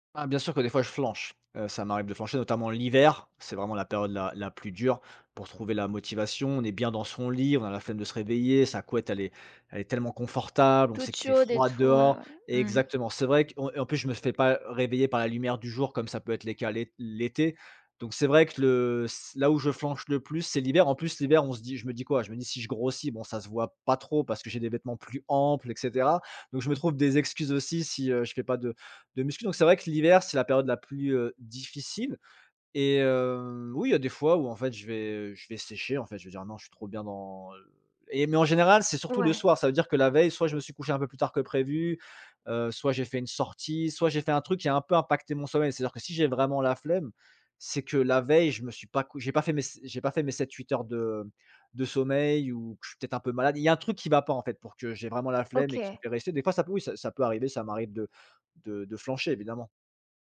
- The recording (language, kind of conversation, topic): French, podcast, Peux-tu me raconter ta routine du matin, du réveil jusqu’au moment où tu pars ?
- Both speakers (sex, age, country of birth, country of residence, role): female, 25-29, France, France, host; male, 35-39, France, France, guest
- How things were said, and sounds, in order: tapping; other background noise; stressed: "amples"; background speech